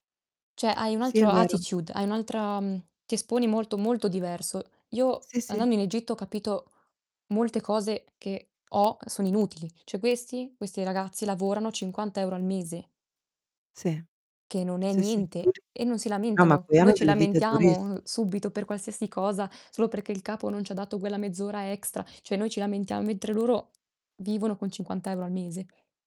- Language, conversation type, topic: Italian, unstructured, Qual è la cosa più sorprendente che hai imparato viaggiando?
- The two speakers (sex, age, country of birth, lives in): female, 20-24, Italy, Italy; female, 45-49, Italy, United States
- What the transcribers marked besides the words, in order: distorted speech; static; in English: "attitude"; unintelligible speech